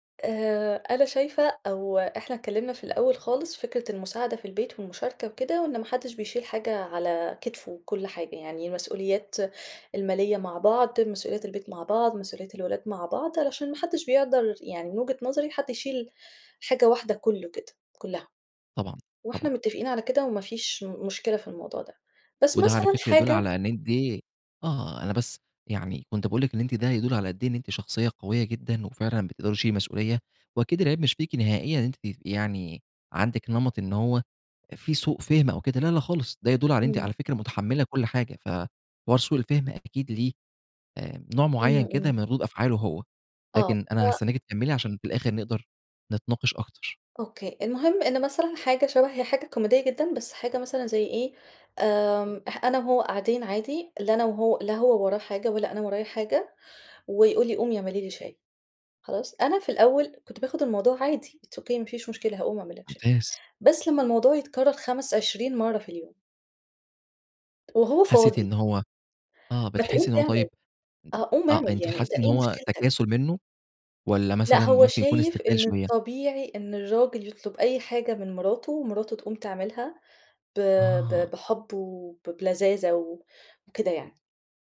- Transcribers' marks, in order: tapping; other background noise; unintelligible speech; in English: "كوميدية"; in English: "it's Okay"
- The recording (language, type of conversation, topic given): Arabic, advice, ليه بيطلع بينّا خلافات كتير بسبب سوء التواصل وسوء الفهم؟